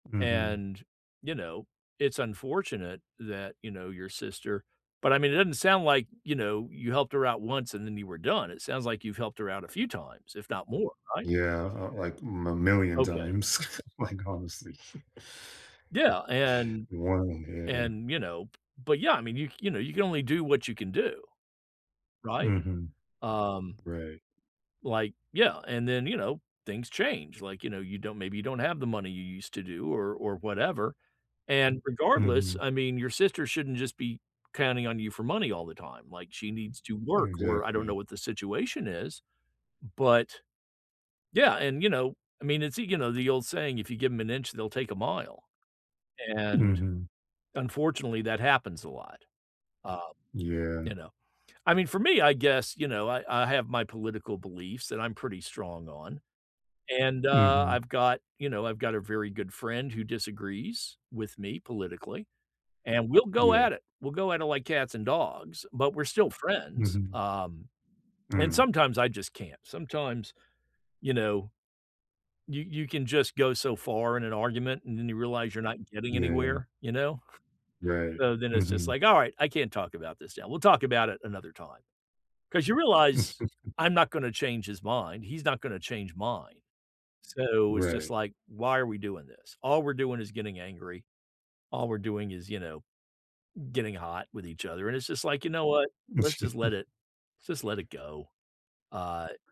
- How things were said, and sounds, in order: chuckle; other background noise; chuckle; unintelligible speech; tapping; chuckle; chuckle
- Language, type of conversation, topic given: English, unstructured, How do you handle situations when your values conflict with others’?